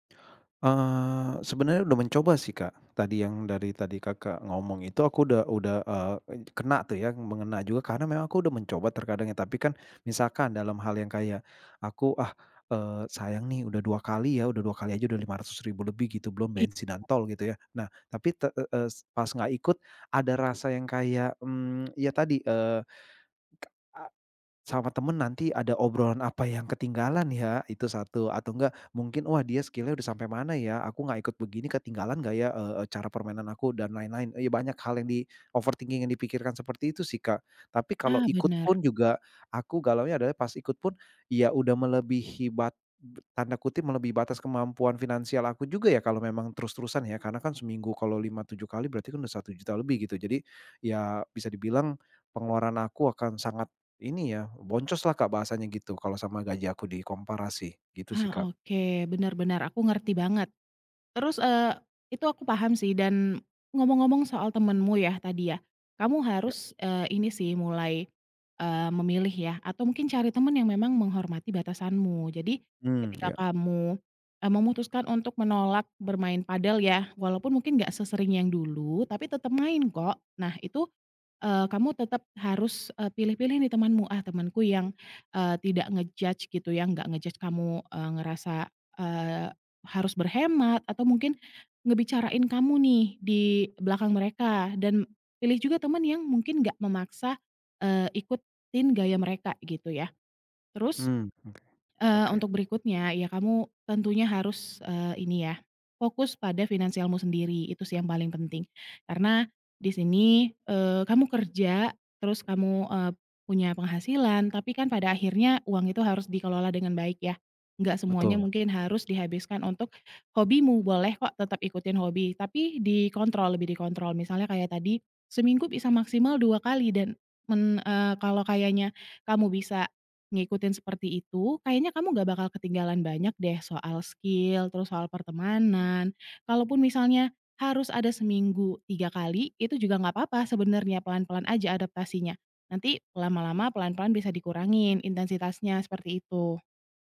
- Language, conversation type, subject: Indonesian, advice, Bagaimana cara menghadapi tekanan dari teman atau keluarga untuk mengikuti gaya hidup konsumtif?
- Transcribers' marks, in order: lip smack; in English: "skill-nya"; in English: "overthinking-in"; in English: "nge-judge"; in English: "nge-judge"; tapping; in English: "skill"